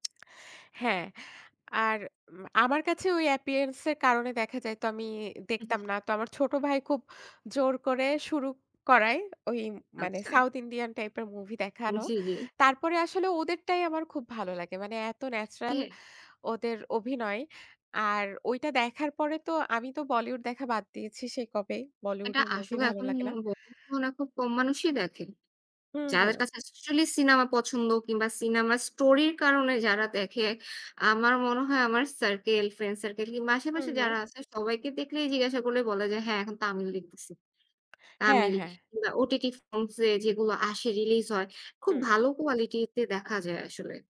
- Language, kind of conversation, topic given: Bengali, unstructured, আপনি সবচেয়ে বেশি কোন ধরনের সিনেমা দেখতে পছন্দ করেন?
- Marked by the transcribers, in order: lip smack; in English: "appearance"; sneeze; tapping; in English: "circle, friend circle"; horn; in English: "forms"